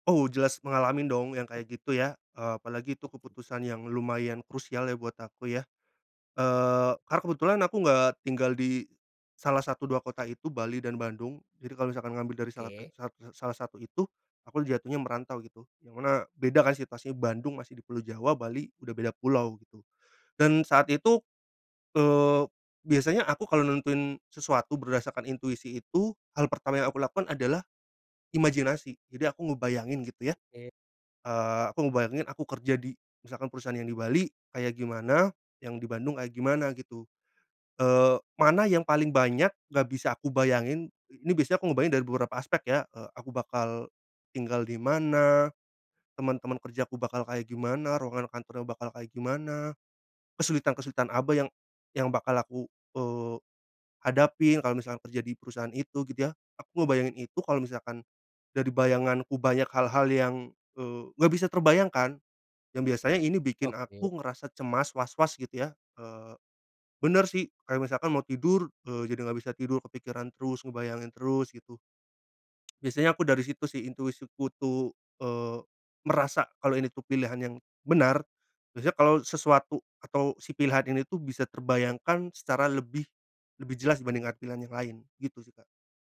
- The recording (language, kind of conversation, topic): Indonesian, podcast, Bagaimana kamu menggunakan intuisi untuk memilih karier atau menentukan arah hidup?
- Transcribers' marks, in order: other noise; lip smack